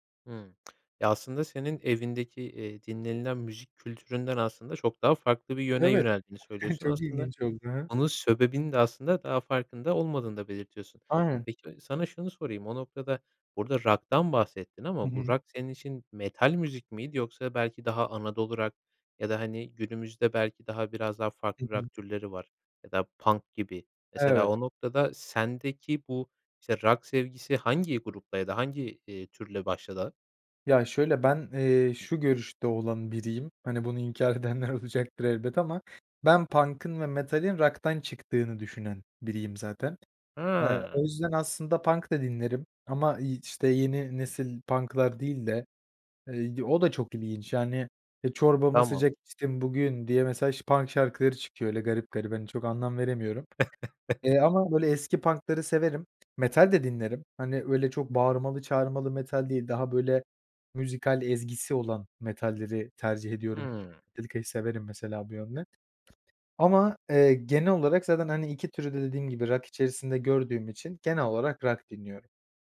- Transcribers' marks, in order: tongue click; chuckle; "sebebini" said as "söbebini"; in English: "punk"; tapping; laughing while speaking: "edenler olacaktır"; in English: "punk'ın"; other background noise; in English: "punk"; chuckle
- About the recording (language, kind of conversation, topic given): Turkish, podcast, Müzik zevkin zaman içinde nasıl değişti ve bu değişimde en büyük etki neydi?